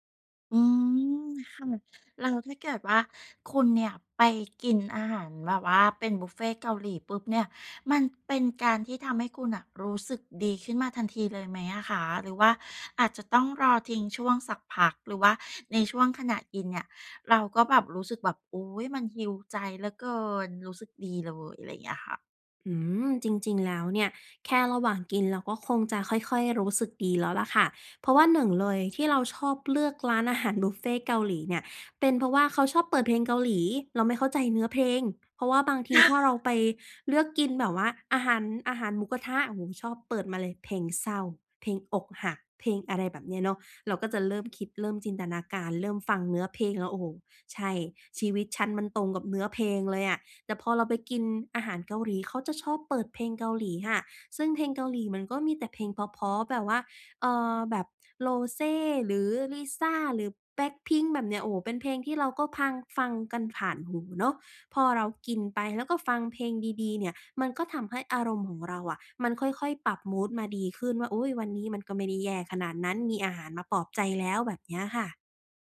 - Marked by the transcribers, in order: in English: "heal"; chuckle
- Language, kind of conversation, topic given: Thai, podcast, ในช่วงเวลาที่ย่ำแย่ คุณมีวิธีปลอบใจตัวเองอย่างไร?